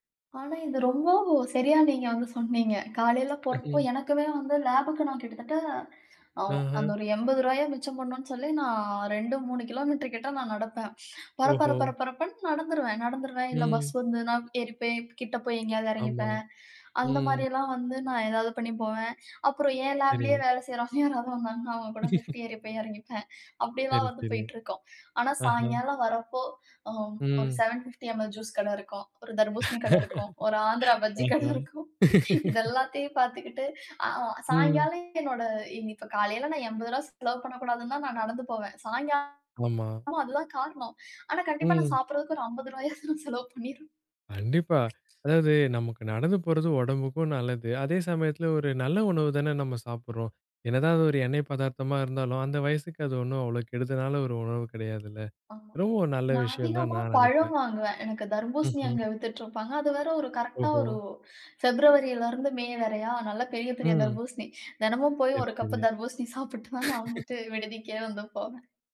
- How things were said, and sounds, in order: tapping; chuckle; laugh; in English: "செவன் ஃபிப்டி எம்.எல்"; laugh; laughing while speaking: "ஆந்திரா பஜ்ஜி கடை இருக்கும்"; laugh; other background noise; laugh
- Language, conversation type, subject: Tamil, podcast, பூங்காவில் நடக்கும்போது உங்கள் மனம் எப்படித் தானாகவே அமைதியாகிறது?